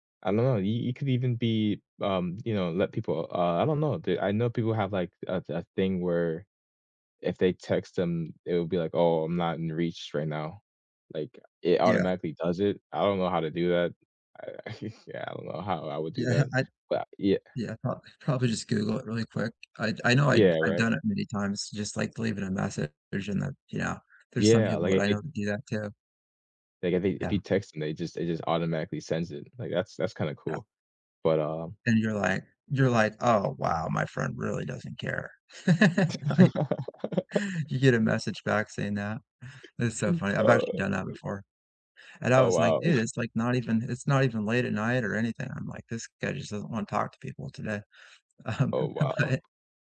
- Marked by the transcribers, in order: chuckle; laughing while speaking: "Yeah"; laugh; laughing while speaking: "Right"; laugh; laugh; chuckle; tapping; laughing while speaking: "Um, but"
- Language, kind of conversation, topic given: English, unstructured, Should you answer messages at night, or protect your off hours?
- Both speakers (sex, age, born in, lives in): male, 20-24, United States, United States; male, 40-44, United States, United States